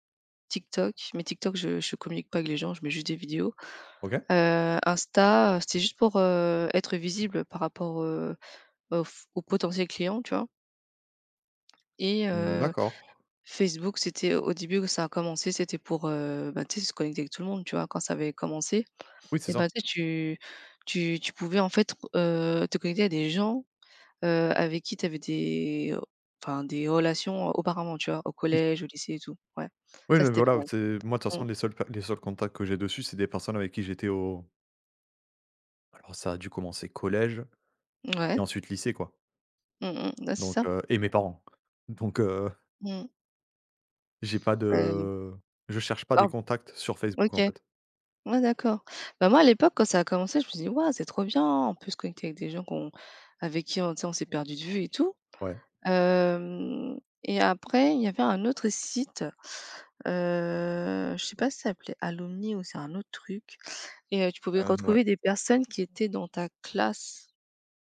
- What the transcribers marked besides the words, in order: other background noise; tapping; laughing while speaking: "heu"; drawn out: "Hem"; drawn out: "heu"
- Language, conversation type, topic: French, unstructured, Comment les réseaux sociaux influencent-ils vos interactions quotidiennes ?